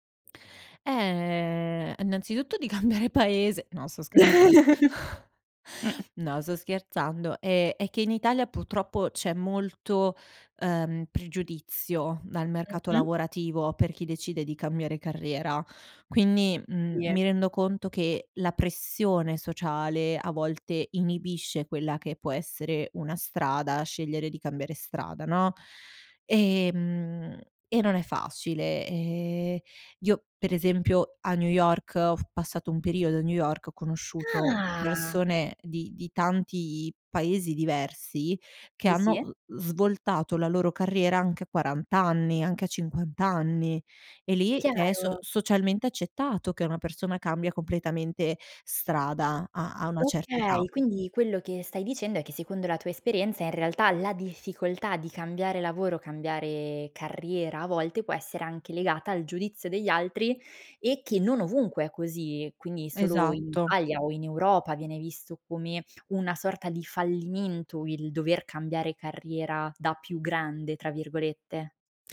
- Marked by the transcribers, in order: "innanzitutto" said as "annanzitutto"; laughing while speaking: "cambiare paese"; chuckle; "purtroppo" said as "puttroppo"; drawn out: "Ah"; tapping
- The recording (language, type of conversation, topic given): Italian, podcast, Qual è il primo passo per ripensare la propria carriera?